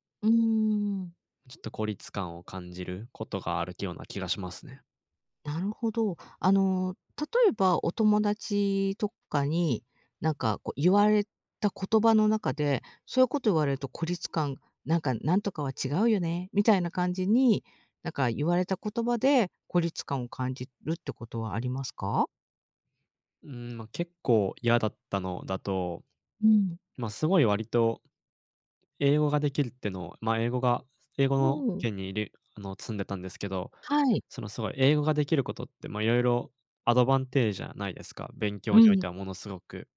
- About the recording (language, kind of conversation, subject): Japanese, advice, 周囲に理解されず孤独を感じることについて、どのように向き合えばよいですか？
- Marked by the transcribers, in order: put-on voice: "なんとかは違うよね"